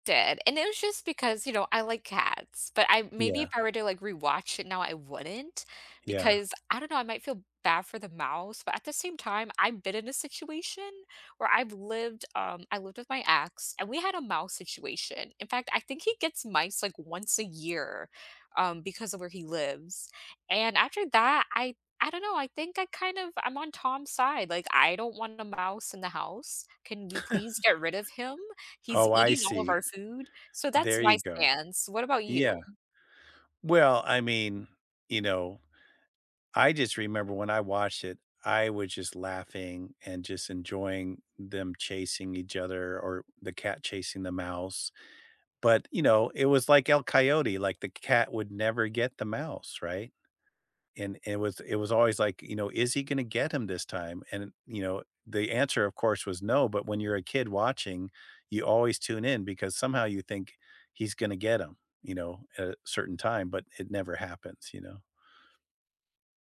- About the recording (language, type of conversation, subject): English, unstructured, Which childhood cartoon or character do you still quote today, and why do those lines stick with you?
- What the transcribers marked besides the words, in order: laugh; other background noise